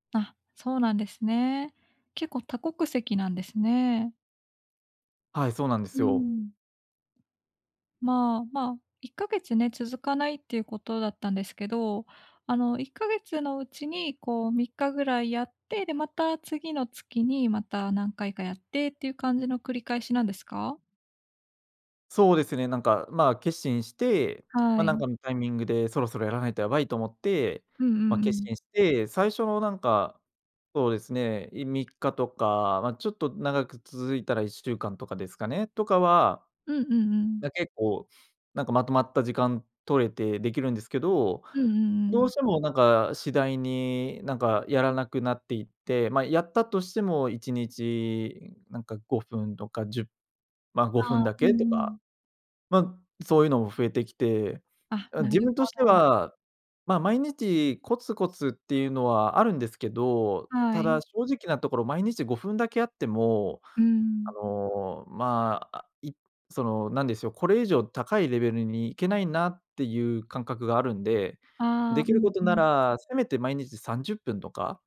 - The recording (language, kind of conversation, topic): Japanese, advice, 最初はやる気があるのにすぐ飽きてしまうのですが、どうすれば続けられますか？
- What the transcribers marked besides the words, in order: none